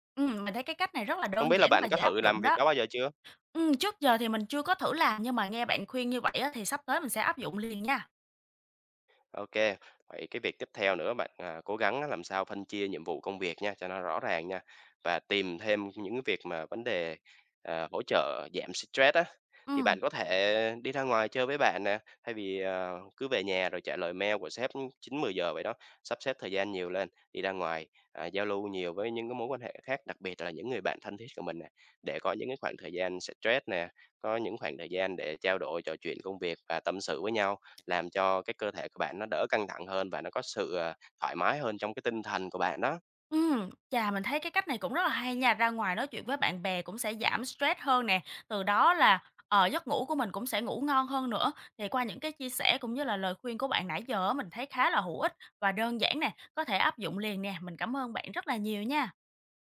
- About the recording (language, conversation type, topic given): Vietnamese, advice, Làm việc muộn khiến giấc ngủ của bạn bị gián đoạn như thế nào?
- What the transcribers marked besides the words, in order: tapping; other background noise